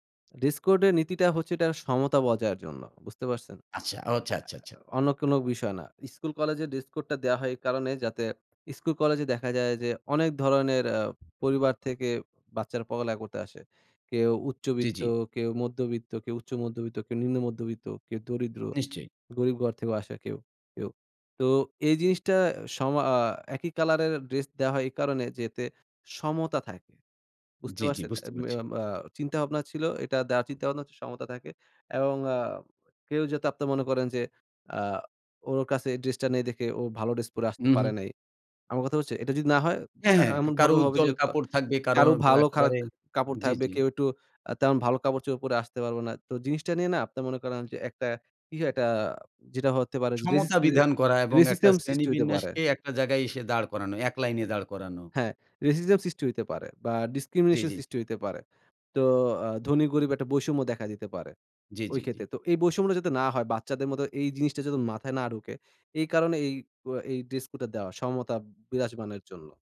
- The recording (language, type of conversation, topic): Bengali, podcast, আপনার মতে পোশাকের সঙ্গে আত্মবিশ্বাসের সম্পর্ক কেমন?
- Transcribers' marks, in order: other background noise; "রেসিজম" said as "রেসিস্টেম"; in English: "ডিসক্রিমিনেশন"